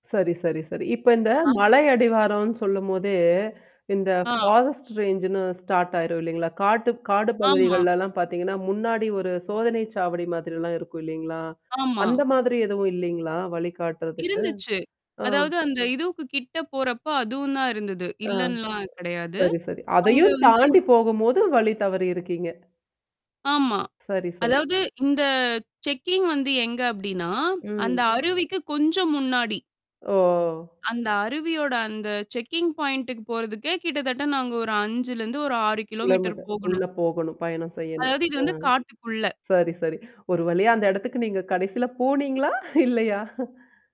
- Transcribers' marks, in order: distorted speech; static; in English: "ஃபாரஸ்ட் ரேஞ்ச்ன்னு ஸ்டார்ட்"; tapping; other background noise; other noise; in English: "செக்கிங்"; in English: "செக்கிங் பாயிண்டுக்கு"; in English: "கிலோமீட்டர்"; in English: "கிலோமீட்டர்"; laughing while speaking: "போனீங்களா? இல்லையா?"
- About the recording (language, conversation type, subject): Tamil, podcast, பயணத்தின் போது நீங்கள் வழி தவறி போன அனுபவத்தைச் சொல்ல முடியுமா?